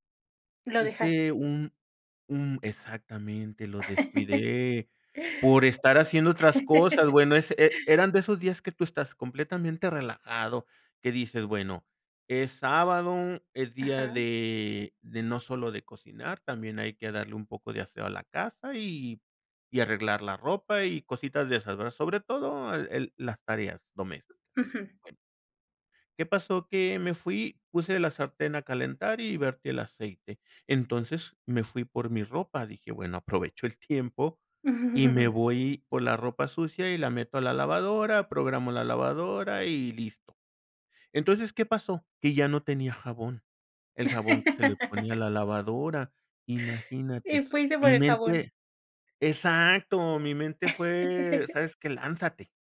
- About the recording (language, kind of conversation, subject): Spanish, podcast, ¿Qué es lo que más te engancha de cocinar en casa?
- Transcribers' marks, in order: laugh; laugh; giggle; laugh; laugh